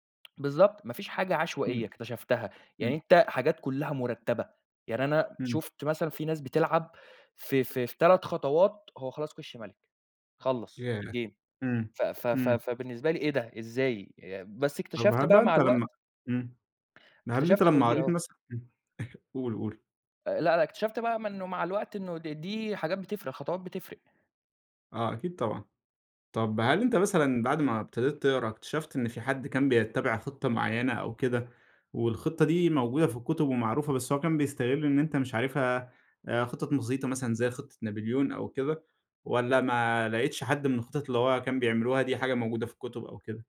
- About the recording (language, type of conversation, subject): Arabic, podcast, إيه هي هوايتك المفضلة وليه؟
- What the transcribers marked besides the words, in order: in English: "الجيم"; chuckle; unintelligible speech